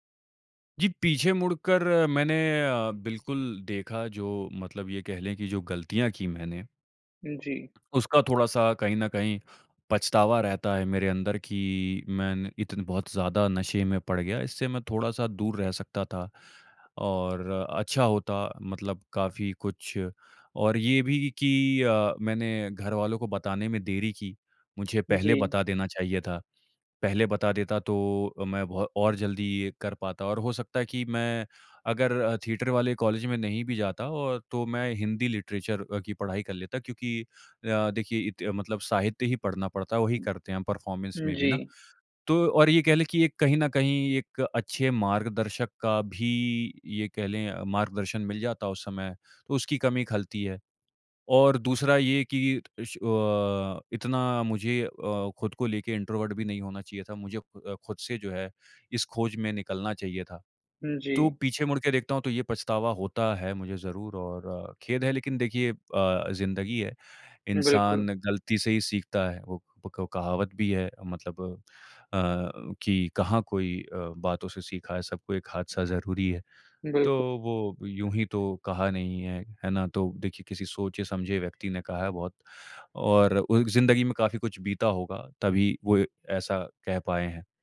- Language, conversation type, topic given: Hindi, podcast, क्या आप कोई ऐसा पल साझा करेंगे जब आपने खामोशी में कोई बड़ा फैसला लिया हो?
- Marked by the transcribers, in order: in English: "थिएटर"; in English: "लिटरेचर"; in English: "परफॉर्मेंस"; in English: "इंट्रोवर्ट"